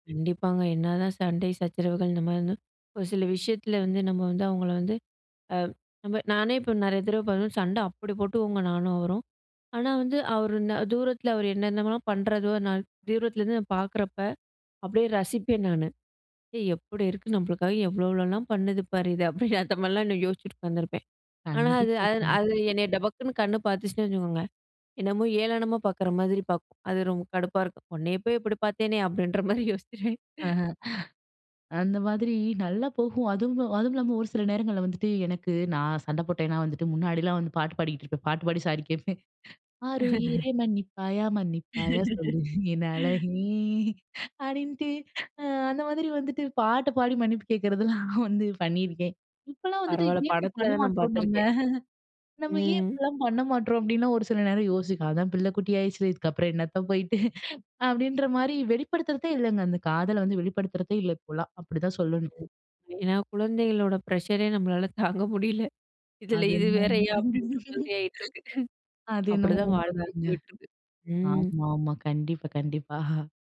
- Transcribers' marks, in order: laughing while speaking: "யோசிச்சுருவேன்"; chuckle; laughing while speaking: "சாரி கேட்பேன்"; singing: "ஆருயிரே மன்னிப்பாயா! மன்னிப்பாயா! சொல்லு என் அழகே!"; laugh; laughing while speaking: "அப்பிடின்ட்டு"; laughing while speaking: "மன்னிப்பு கேட்கிறதெல்லாம் வந்து"; laughing while speaking: "நம்ம"; laughing while speaking: "என்னத்த போயிட்டு"; other noise; in English: "ப்ரஷரே"; laughing while speaking: "தாங்க முடியல"; unintelligible speech; chuckle; laughing while speaking: "கண்டிப்பா"
- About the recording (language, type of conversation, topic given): Tamil, podcast, முதல் காதலை நினைவூட்டும் ஒரு பாடலை தயங்காமல் பகிர்வீர்களா?